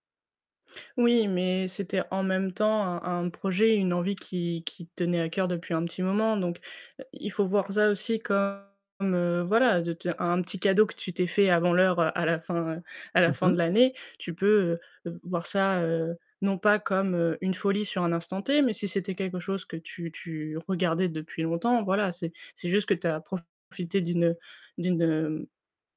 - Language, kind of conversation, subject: French, advice, Comment pouvez-vous mieux maîtriser vos dépenses impulsives tout en respectant vos projets d’épargne ?
- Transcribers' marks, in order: distorted speech